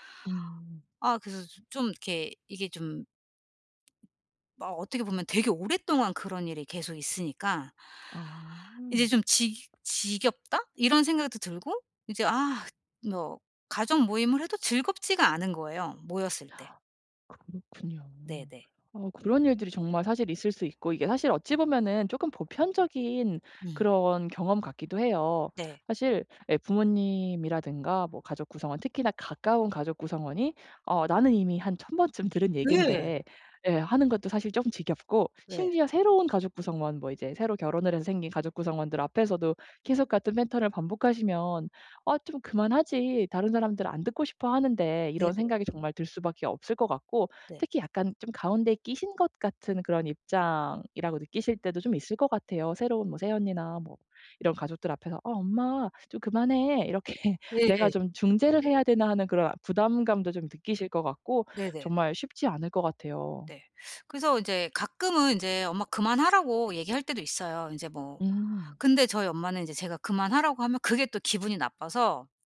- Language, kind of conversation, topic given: Korean, advice, 대화 방식을 바꿔 가족 간 갈등을 줄일 수 있을까요?
- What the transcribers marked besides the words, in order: tapping; laughing while speaking: "이렇게"